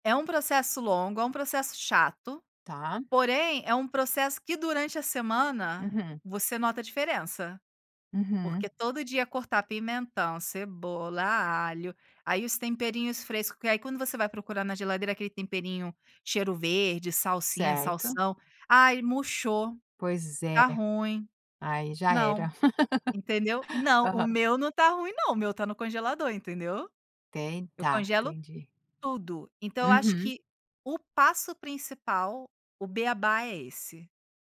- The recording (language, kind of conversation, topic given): Portuguese, podcast, O que você acha que todo mundo deveria saber cozinhar?
- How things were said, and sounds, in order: laugh